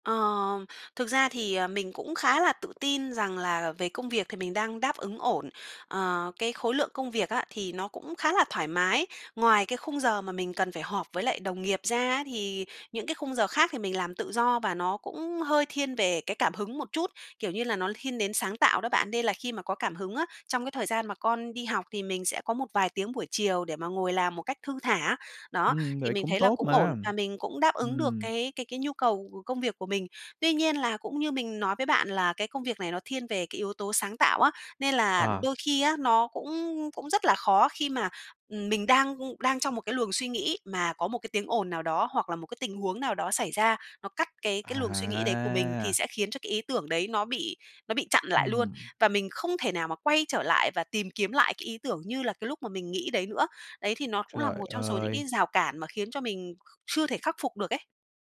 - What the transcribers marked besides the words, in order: tapping; other background noise
- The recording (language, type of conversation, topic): Vietnamese, advice, Làm thế nào để tập trung hơn khi làm việc ở nhà?